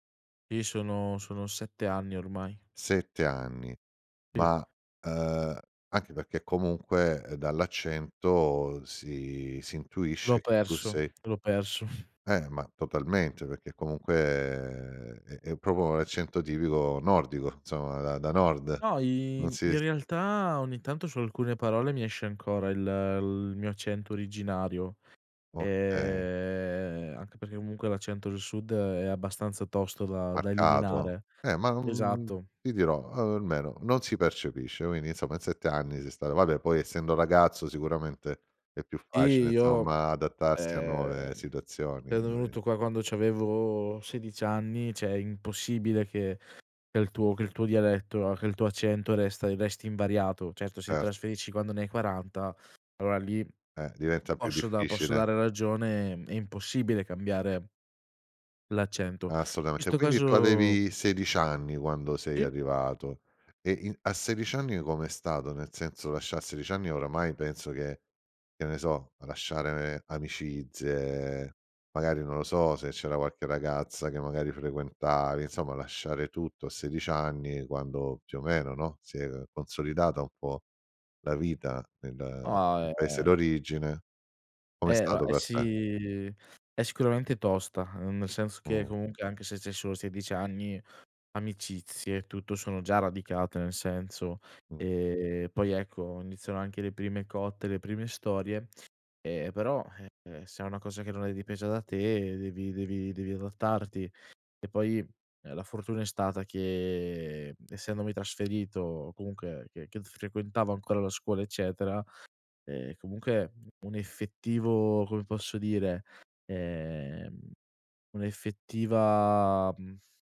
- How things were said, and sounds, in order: "proprio" said as "propo"; drawn out: "eh"; unintelligible speech; "cioè" said as "c'è"
- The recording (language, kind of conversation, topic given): Italian, podcast, Hai mai scelto di cambiare città o paese? Com'è stato?